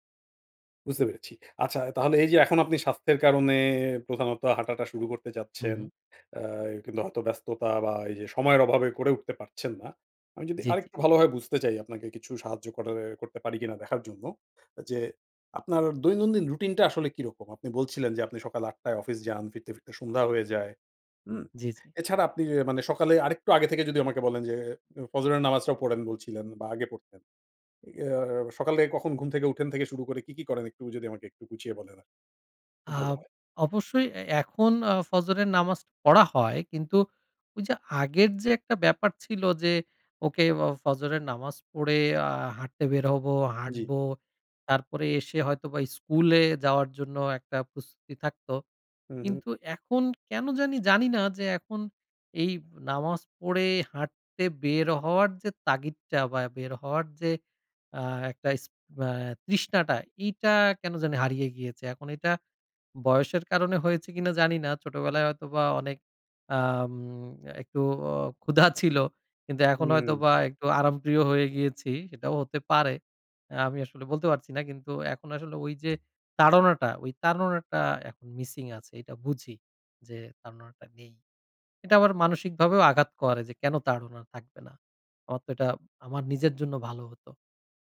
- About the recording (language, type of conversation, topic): Bengali, advice, নিয়মিত হাঁটা বা বাইরে সময় কাটানোর কোনো রুটিন কেন নেই?
- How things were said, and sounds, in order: tapping